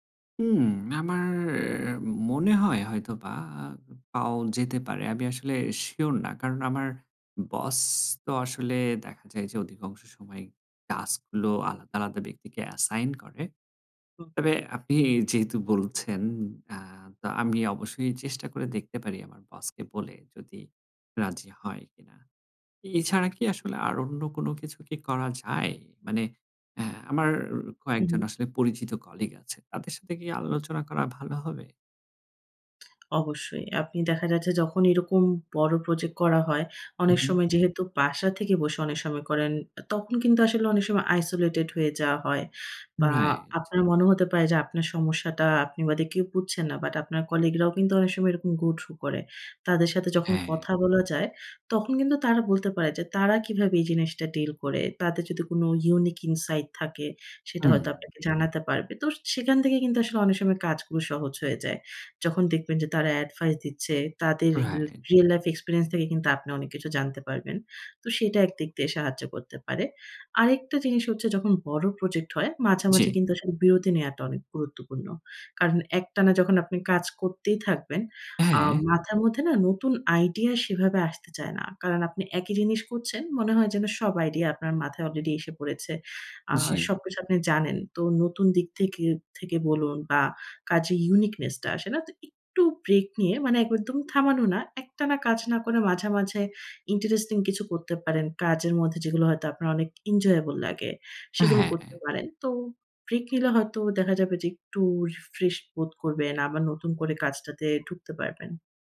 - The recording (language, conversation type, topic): Bengali, advice, দীর্ঘমেয়াদি প্রকল্পে মনোযোগ ধরে রাখা ক্লান্তিকর লাগছে
- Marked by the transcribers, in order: in English: "অ্যাসাইন"; tapping; in English: "আইসোলেটেড"; in English: "গো থ্রু"; in English: "ইউনিক ইনসাইড"; in English: "এডভাইস"; in English: "রিয়াল লাইফ এক্সপেরিয়েন্স"; in English: "ইউনিকনেস"; in English: "ইন্টারেস্টিং"; in English: "এনজয়েবল"